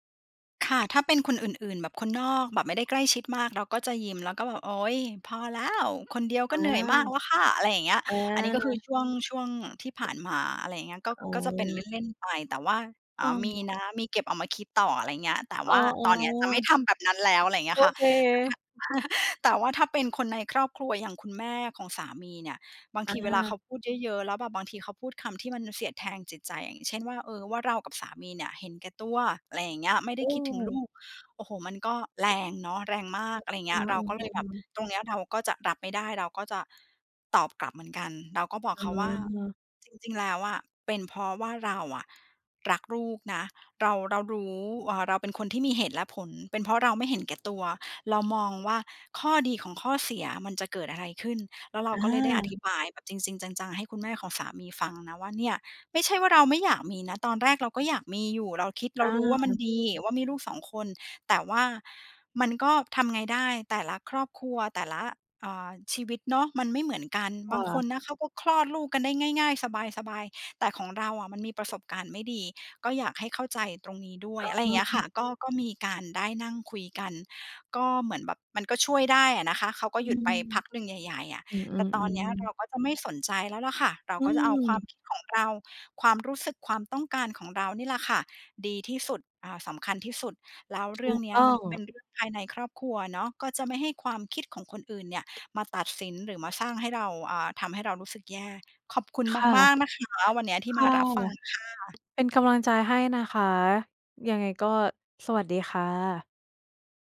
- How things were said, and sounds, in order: chuckle
- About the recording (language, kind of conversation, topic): Thai, advice, คุณรู้สึกถูกกดดันให้ต้องมีลูกตามความคาดหวังของคนรอบข้างหรือไม่?